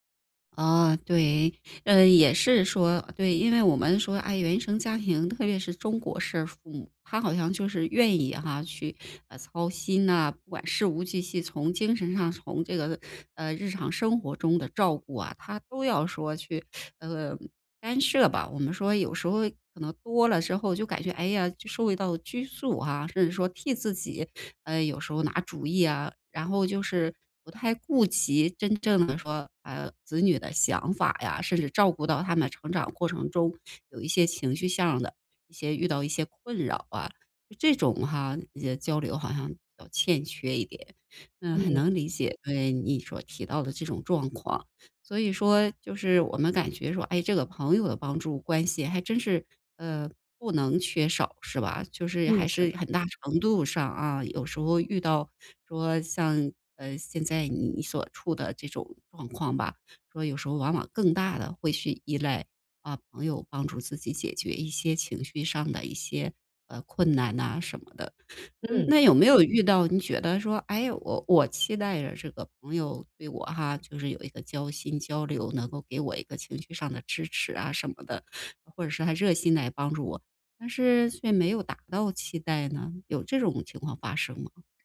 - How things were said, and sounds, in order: none
- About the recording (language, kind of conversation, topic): Chinese, podcast, 在面临困难时，来自家人还是朋友的支持更关键？
- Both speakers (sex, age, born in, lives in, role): female, 25-29, China, Germany, guest; female, 45-49, China, United States, host